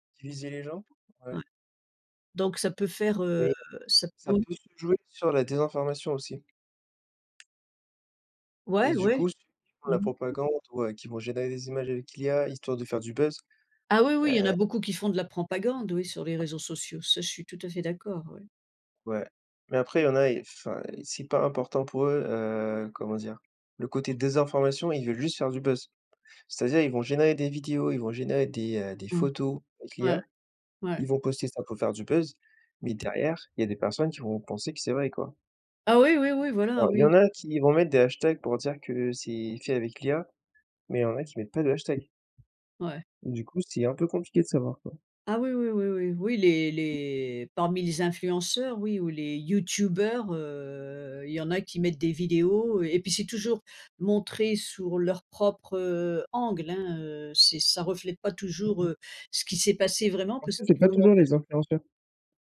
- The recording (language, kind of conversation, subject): French, unstructured, Penses-tu que les réseaux sociaux divisent davantage qu’ils ne rapprochent les gens ?
- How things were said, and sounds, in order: tapping; other background noise; drawn out: "heu"